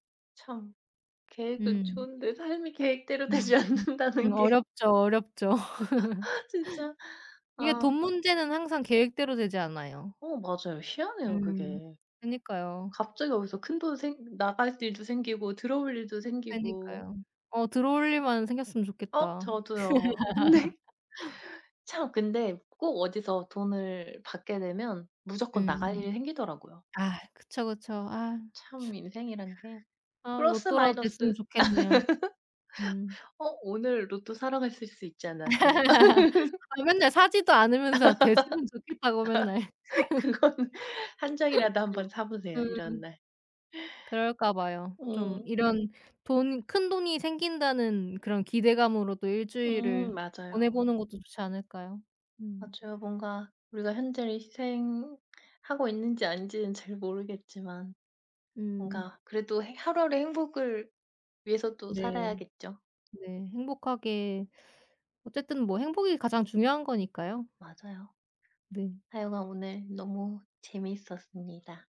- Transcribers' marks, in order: tapping; laughing while speaking: "되지 않는다는 게"; laugh; other background noise; background speech; laughing while speaking: "근데"; laugh; laugh; laugh; laughing while speaking: "그건"; laugh
- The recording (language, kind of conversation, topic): Korean, unstructured, 꿈을 이루기 위해 지금의 행복을 희생할 수 있나요?